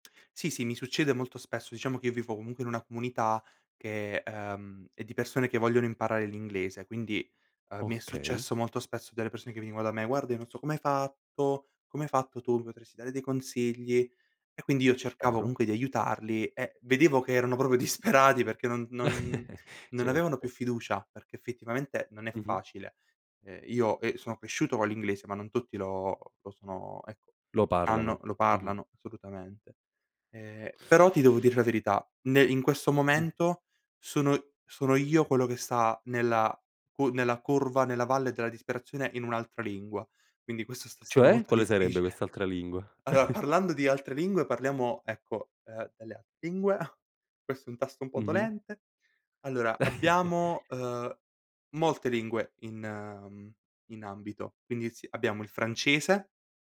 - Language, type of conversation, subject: Italian, podcast, Come impari una lingua nuova e quali trucchi usi?
- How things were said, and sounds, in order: giggle; other noise; other background noise; giggle; chuckle